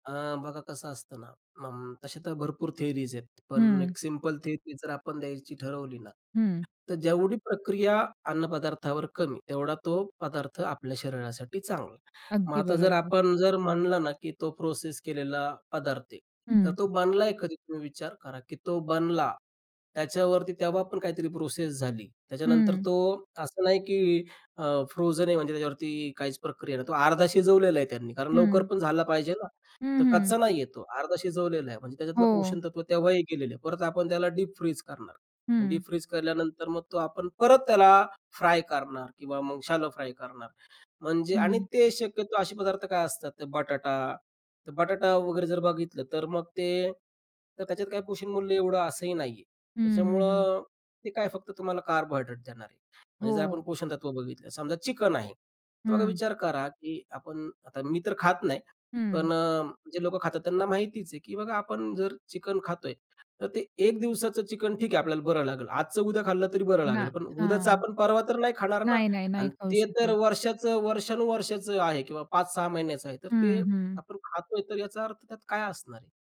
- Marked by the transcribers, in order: tapping; other noise; other background noise; in English: "शॅलो फ्राय"; in English: "कार्बोहायड्रेट"
- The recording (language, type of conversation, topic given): Marathi, podcast, खाण्याच्या सवयी बदलायला सुरुवात कुठून कराल?